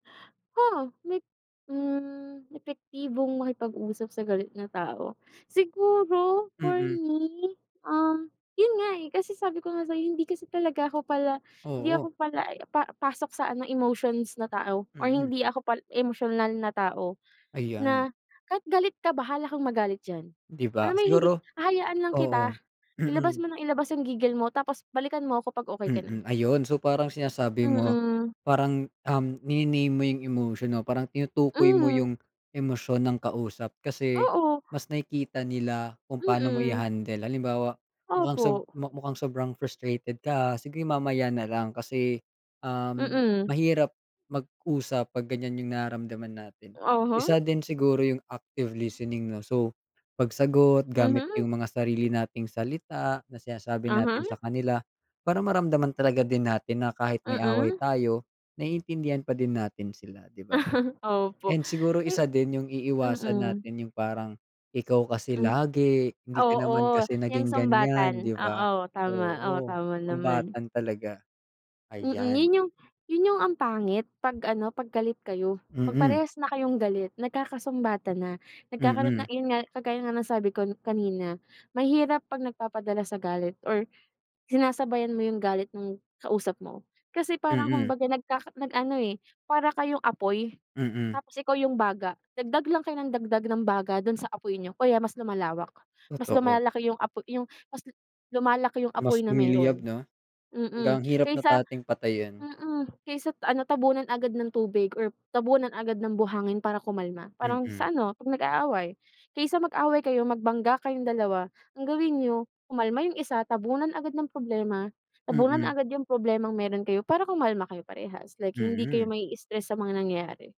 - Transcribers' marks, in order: laugh; other background noise
- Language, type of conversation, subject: Filipino, unstructured, Paano ka nakikipag-usap kapag galit ang kausap mo?